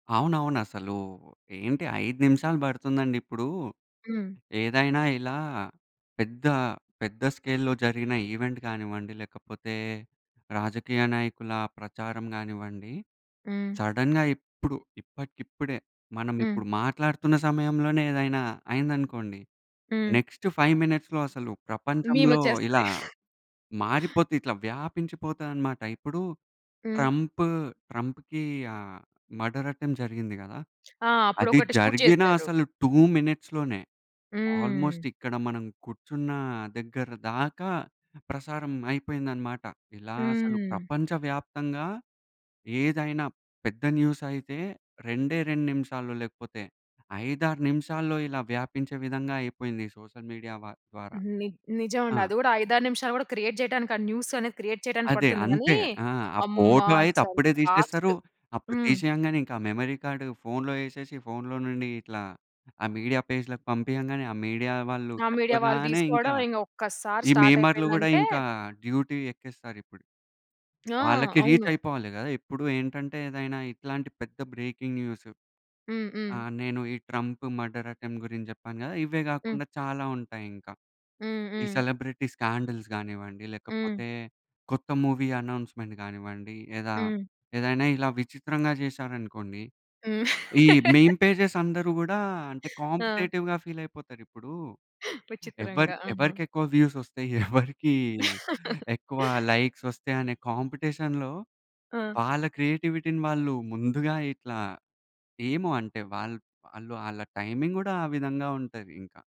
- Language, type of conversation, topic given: Telugu, podcast, ఇంటర్నెట్‌లోని మీమ్స్ మన సంభాషణ తీరును ఎలా మార్చాయని మీరు భావిస్తారు?
- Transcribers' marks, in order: in English: "స్కేల్‌లో"; in English: "ఈవెంట్"; in English: "సడెన్‌గా"; in English: "నెక్స్ట్ ఫైవ్ మినిట్స్‌లో"; in English: "మీమ్"; other background noise; in English: "మర్డర్ అటెంప్ట్"; in English: "షూట్"; in English: "టూ మినిట్స్‌లోనే ఆల్మోస్ట్"; in English: "న్యూస్"; in English: "సోషల్ మీడియా"; in English: "క్రియేట్"; in English: "క్రియేట్"; in English: "ఫాస్ట్"; in English: "మెమరీ"; in English: "మీడియా"; in English: "మీడియా"; in English: "స్టార్ట్"; in English: "డ్యూటీ"; in English: "రీచ్"; in English: "బ్రేకింగ్ న్యూస్"; in English: "మర్డర్ అటెంప్ట్"; in English: "సెలబ్రిటీ స్కాండల్స్"; in English: "మూవీ అనౌన్స్‌మెంట్"; laugh; in English: "మిమ్ పేజెస్"; in English: "కాంపిటీటివ్‌గా ఫీల్"; in English: "వ్యూస్"; laugh; chuckle; in English: "లైక్స్"; in English: "కాంపిటీషన్‌లో"; in English: "టైమింగ్"